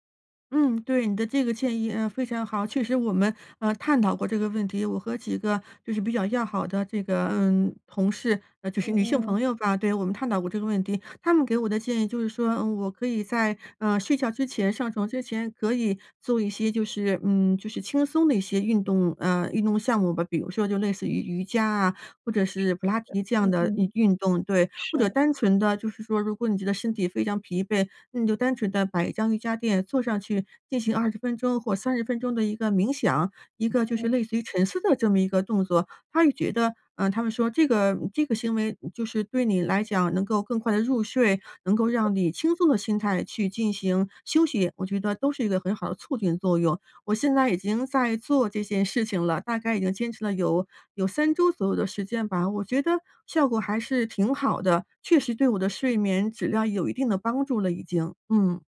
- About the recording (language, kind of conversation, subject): Chinese, advice, 为什么我睡醒后仍然感到疲惫、没有精神？
- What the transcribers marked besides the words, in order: other noise; other background noise